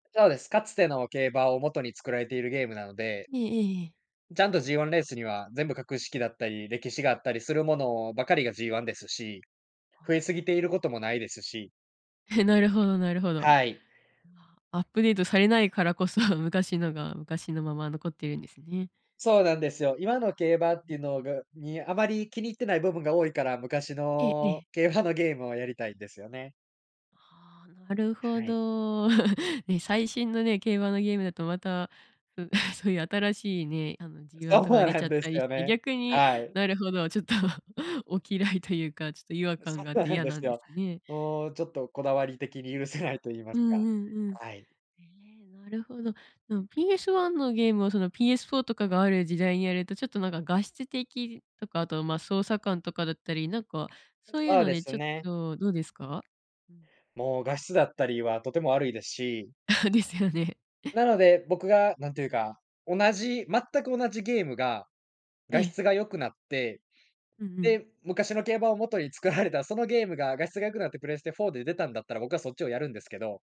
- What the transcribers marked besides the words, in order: chuckle; chuckle; chuckle; laughing while speaking: "そうなんですよね"; laughing while speaking: "ちょっと、お嫌いというか"; tapping; laughing while speaking: "あ、ですよね"; chuckle; other background noise
- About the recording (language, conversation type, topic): Japanese, podcast, 昔のゲームに夢中になった理由は何でしたか？